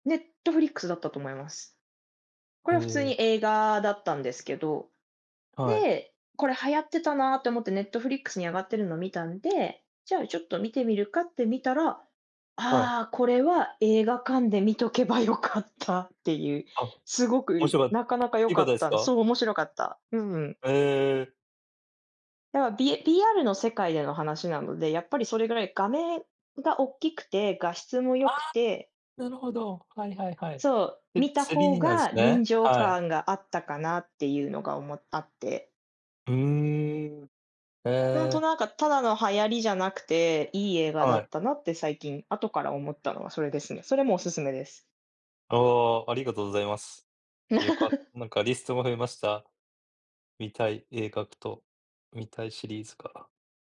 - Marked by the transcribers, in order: other background noise; chuckle; "映画" said as "えいかく"
- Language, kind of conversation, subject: Japanese, unstructured, 今までに観た映画の中で、特に驚いた展開は何ですか？